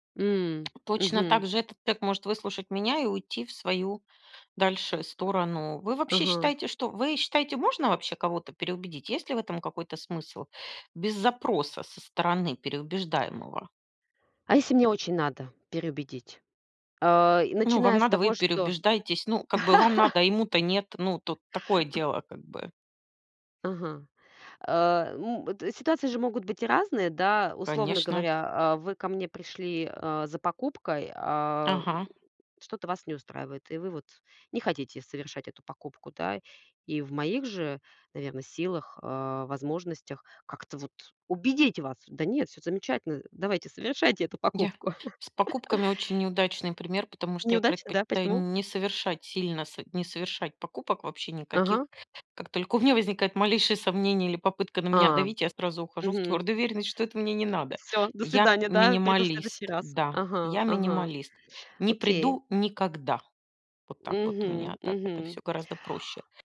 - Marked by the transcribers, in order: tapping; other background noise; laugh; other noise; laugh
- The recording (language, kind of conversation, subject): Russian, unstructured, Как найти общий язык с человеком, который с вами не согласен?